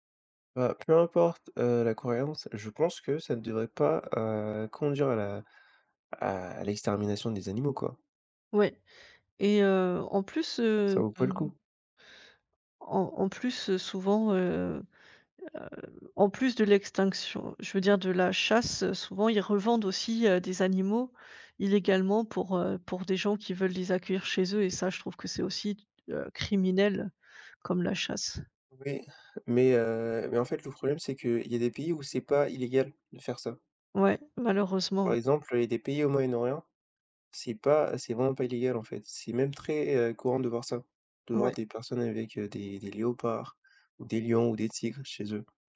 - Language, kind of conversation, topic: French, unstructured, Qu’est-ce qui vous met en colère face à la chasse illégale ?
- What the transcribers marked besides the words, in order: tapping